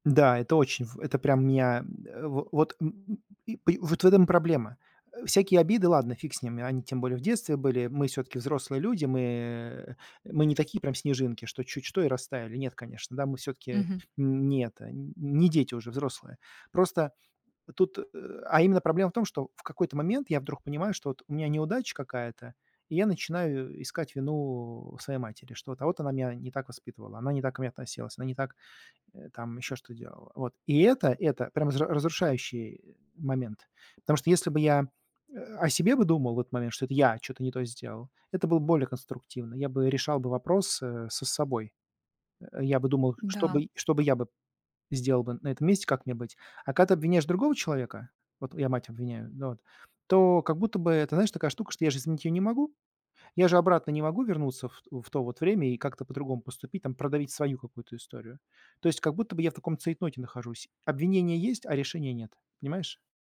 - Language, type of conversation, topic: Russian, advice, Какие обиды и злость мешают вам двигаться дальше?
- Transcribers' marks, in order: none